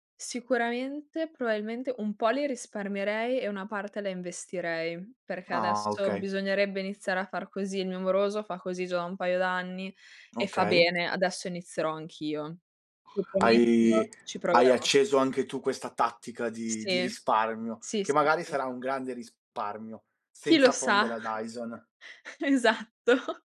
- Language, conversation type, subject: Italian, podcast, Come scegli di gestire i tuoi soldi e le spese più importanti?
- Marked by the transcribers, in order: "probabilmente" said as "proailmente"; other background noise; tapping; chuckle; laughing while speaking: "Esatto"